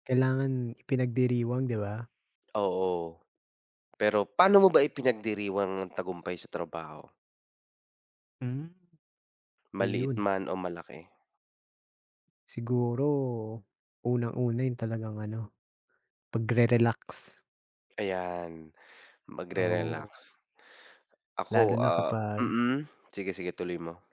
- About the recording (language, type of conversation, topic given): Filipino, unstructured, Paano mo ipinagdiriwang ang tagumpay sa trabaho?
- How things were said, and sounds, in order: none